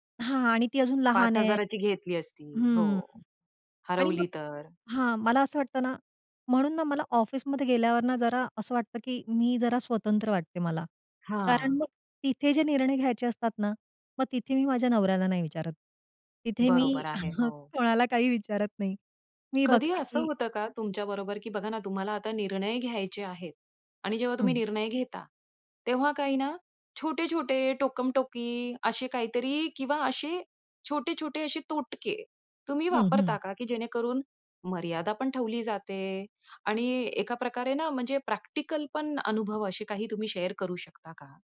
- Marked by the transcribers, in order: chuckle; tapping; in English: "शेअर"
- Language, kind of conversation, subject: Marathi, podcast, निर्णय घेताना तुझं मन का अडकतं?